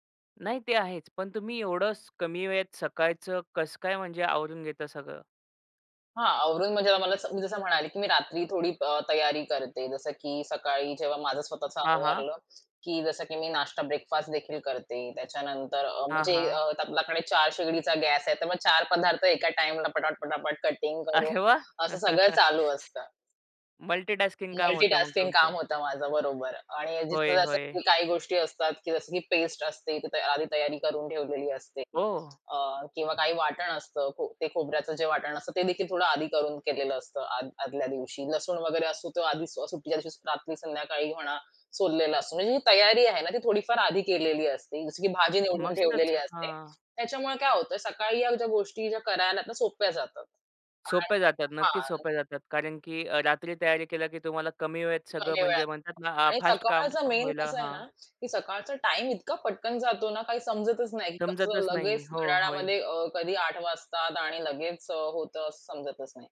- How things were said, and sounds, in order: other background noise; chuckle; in English: "मल्टीटास्किंग"; in English: "मल्टीटास्किंग"; tapping; other noise; in English: "मेन"
- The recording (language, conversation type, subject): Marathi, podcast, तुमच्या घरी सकाळची तयारी कशी चालते, अगं सांगशील का?